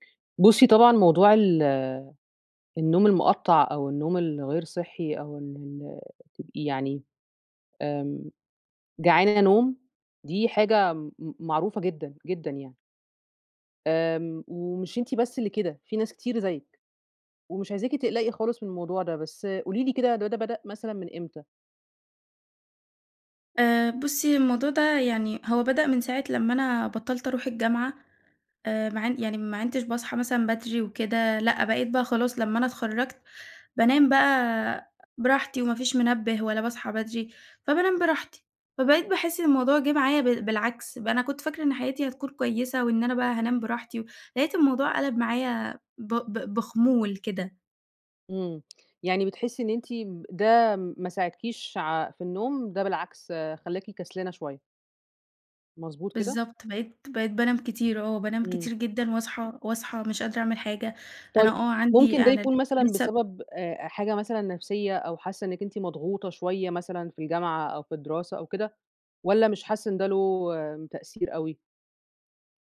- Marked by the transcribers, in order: unintelligible speech
- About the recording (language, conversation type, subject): Arabic, advice, ليه بصحى تعبان رغم إني بنام كويس؟